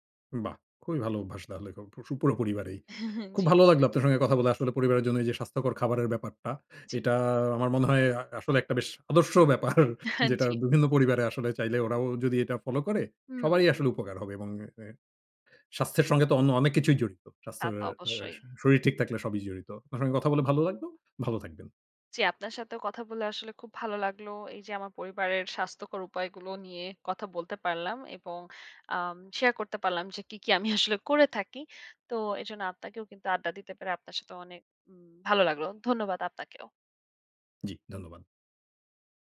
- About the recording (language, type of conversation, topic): Bengali, podcast, পরিবারের জন্য স্বাস্থ্যকর খাবার কীভাবে সাজাবেন?
- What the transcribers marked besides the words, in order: unintelligible speech; chuckle; chuckle